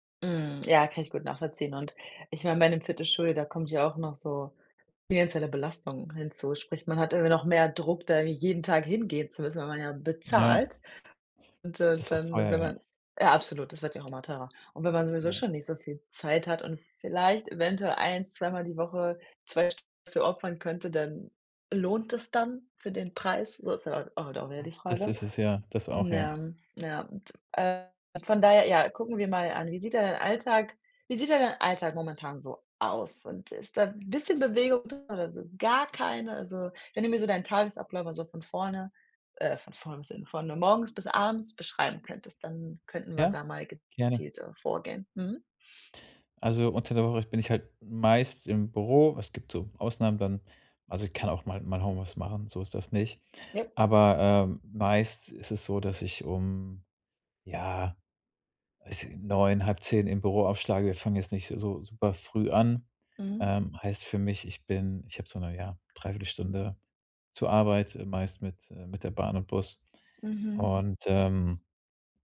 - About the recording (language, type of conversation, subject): German, advice, Wie kann ich im Alltag mehr Bewegung einbauen, ohne ins Fitnessstudio zu gehen?
- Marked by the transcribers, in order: stressed: "bezahlt"; other background noise; unintelligible speech; stressed: "gar"; unintelligible speech; unintelligible speech